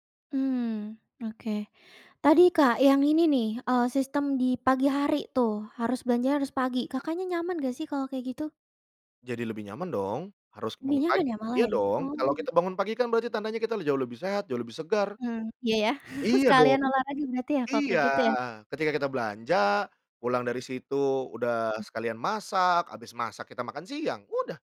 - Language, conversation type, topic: Indonesian, podcast, Bagaimana kamu tetap tampil gaya sambil tetap hemat anggaran?
- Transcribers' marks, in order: chuckle; tapping; other background noise